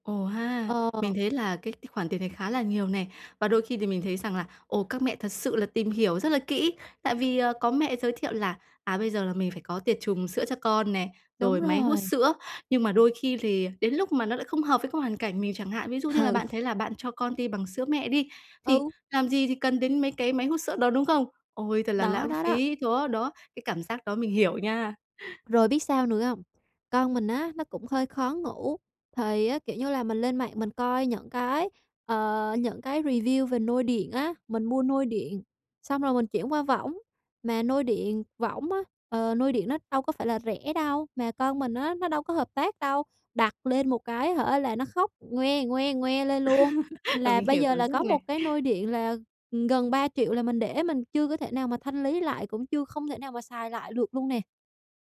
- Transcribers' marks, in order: tapping; laughing while speaking: "Ừ"; in English: "review"; laugh
- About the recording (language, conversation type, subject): Vietnamese, advice, Làm thế nào tôi có thể chống lại xu hướng tiêu dùng hiện nay?
- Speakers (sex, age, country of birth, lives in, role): female, 25-29, Vietnam, Vietnam, user; female, 50-54, Vietnam, Vietnam, advisor